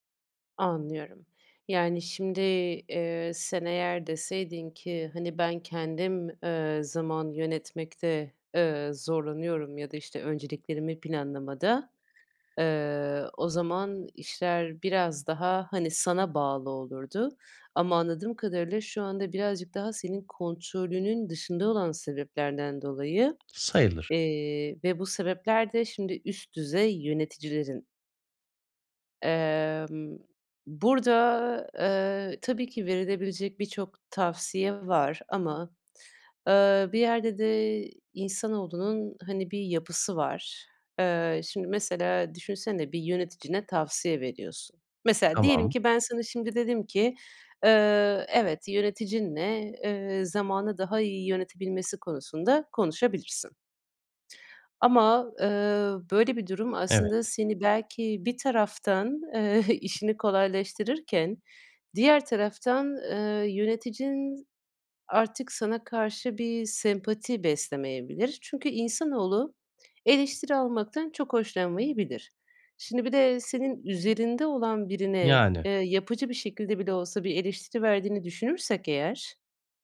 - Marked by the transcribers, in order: tapping; other background noise; chuckle
- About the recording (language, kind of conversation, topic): Turkish, advice, Zaman yönetiminde önceliklendirmekte zorlanıyorum; benzer işleri gruplayarak daha verimli olabilir miyim?